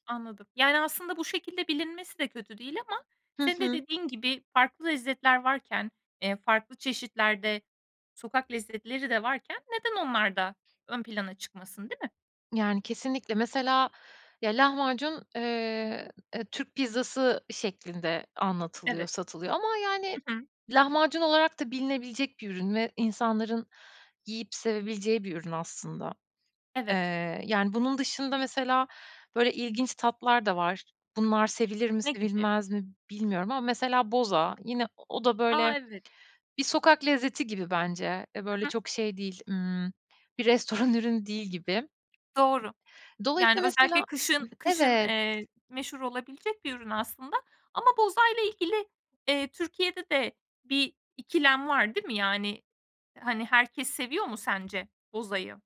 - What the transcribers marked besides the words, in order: other background noise; laughing while speaking: "restoran"
- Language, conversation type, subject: Turkish, podcast, Sokak lezzetleri senin için ne ifade ediyor?